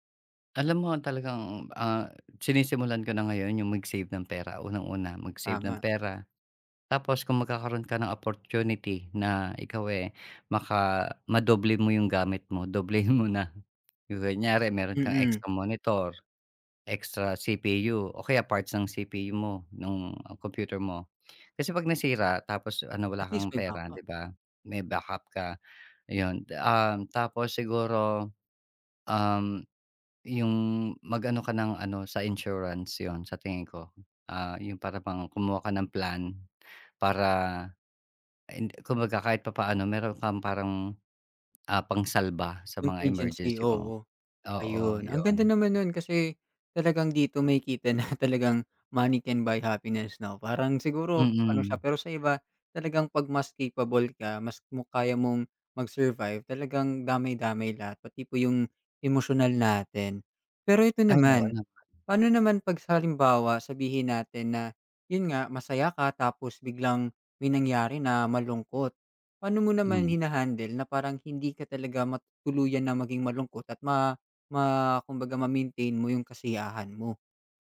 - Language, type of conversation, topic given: Filipino, podcast, Anong maliit na gawain ang nakapagpapagaan sa lungkot na nararamdaman mo?
- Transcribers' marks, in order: tapping; other background noise; in English: "Contingency"; laughing while speaking: "na"; in English: "money can buy happiness"